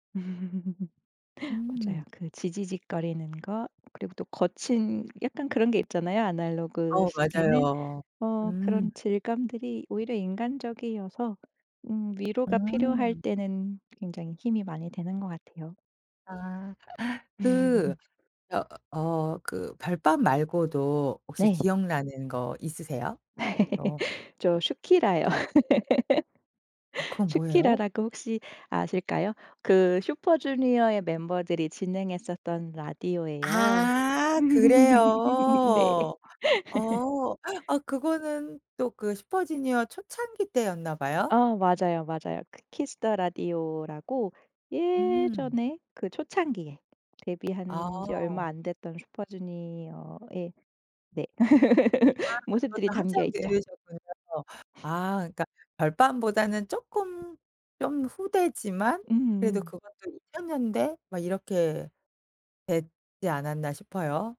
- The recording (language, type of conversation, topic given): Korean, podcast, 어떤 옛 매체가 지금도 당신에게 위로가 되나요?
- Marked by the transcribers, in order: laughing while speaking: "음"; other background noise; tapping; laugh; laugh; laughing while speaking: "슈키라요"; laugh; chuckle; chuckle